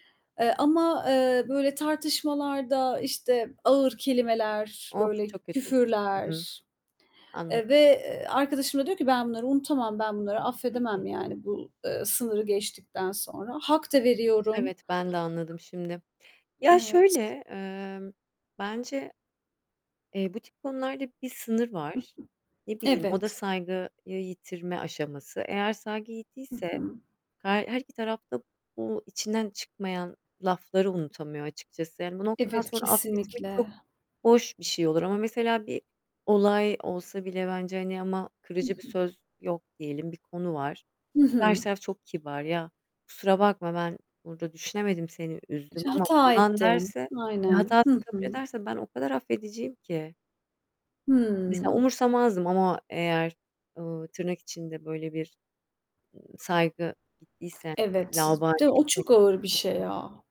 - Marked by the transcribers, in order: static; tapping; distorted speech; unintelligible speech; other background noise; unintelligible speech
- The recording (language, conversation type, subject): Turkish, unstructured, Affetmek neden bazen bu kadar zor olur?